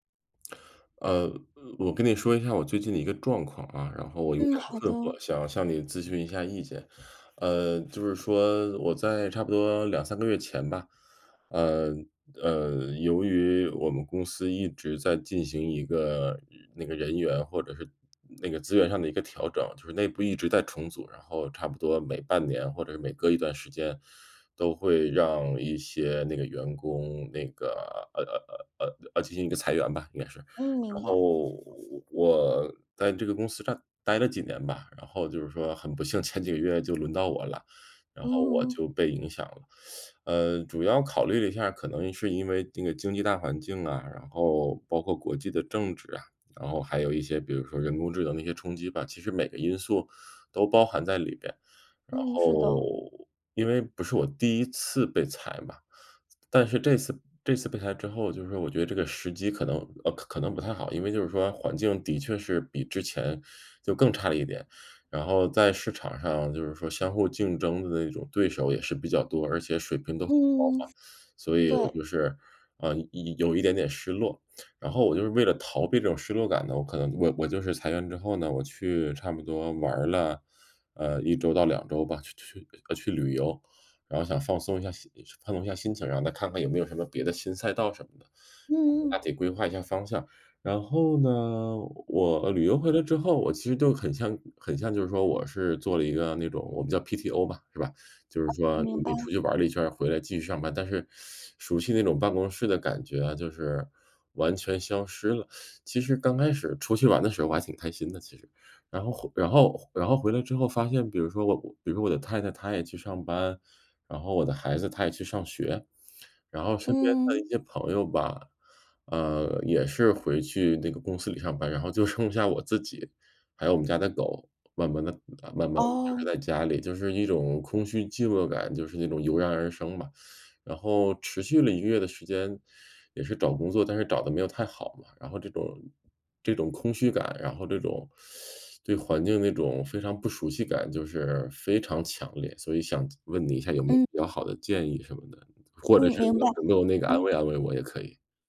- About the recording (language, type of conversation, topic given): Chinese, advice, 当熟悉感逐渐消失时，我该如何慢慢放下并适应？
- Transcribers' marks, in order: other background noise; tapping; teeth sucking; teeth sucking; teeth sucking